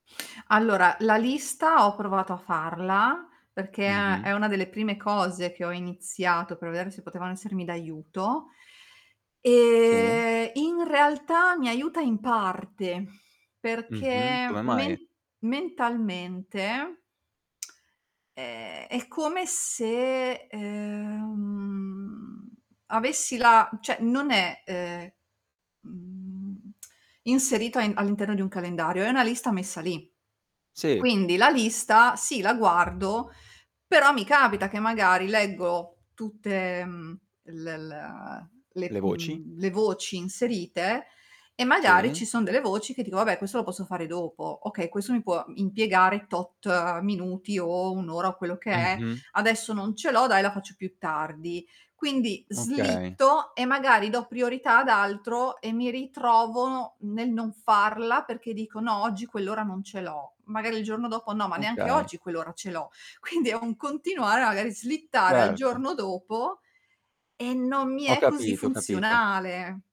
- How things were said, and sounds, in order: drawn out: "e"; lip smack; drawn out: "ehm"; tongue click; tapping
- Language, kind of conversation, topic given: Italian, advice, Quali difficoltà incontri nel pianificare e organizzare la tua settimana?